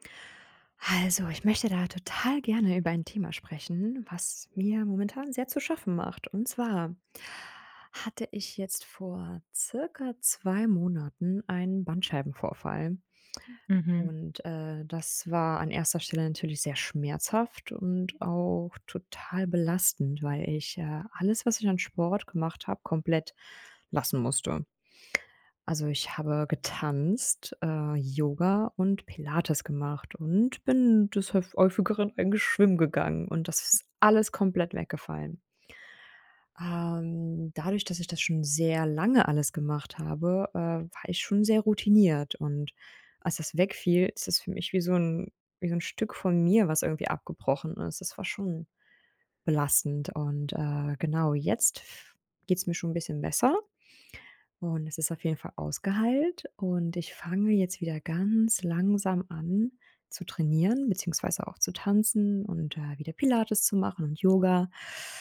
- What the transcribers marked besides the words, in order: put-on voice: "höf häufigeren eigentlich schwimmen gegangen"
- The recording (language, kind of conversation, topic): German, advice, Wie gelingt dir der Neustart ins Training nach einer Pause wegen Krankheit oder Stress?